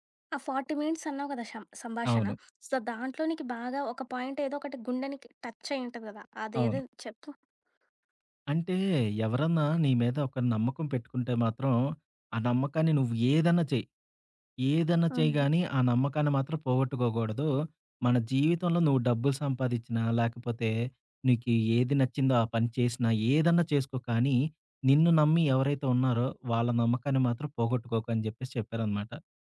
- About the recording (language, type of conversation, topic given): Telugu, podcast, ఏ సంభాషణ ఒకరోజు నీ జీవిత దిశను మార్చిందని నీకు గుర్తుందా?
- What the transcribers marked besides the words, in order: in English: "ఫార్టీ మినిట్స్"; in English: "సో"; in English: "పాయింట్"; other background noise